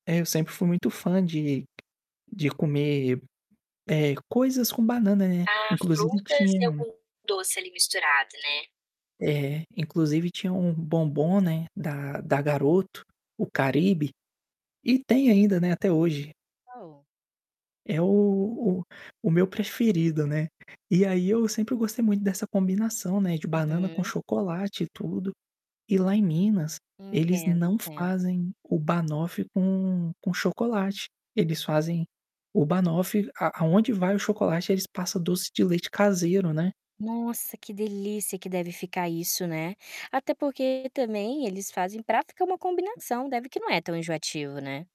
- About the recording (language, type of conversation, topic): Portuguese, podcast, Como foi a primeira vez que você provou uma comida típica local?
- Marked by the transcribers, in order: static; tapping; other background noise; distorted speech; in English: "Banoffee"; in English: "Banoffee"